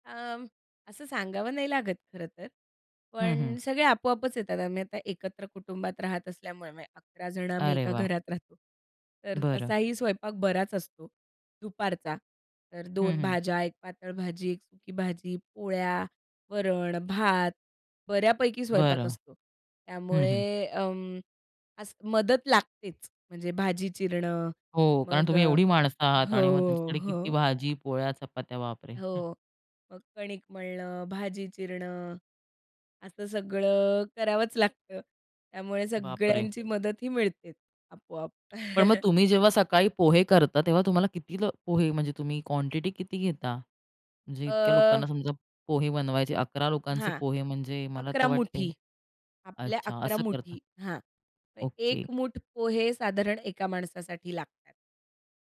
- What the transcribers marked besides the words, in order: surprised: "बापरे!"; tapping; chuckle; in English: "क्वांटिटी"
- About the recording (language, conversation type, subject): Marathi, podcast, स्वयंपाक करताना तुम्ही कुटुंबाला कसे सामील करता?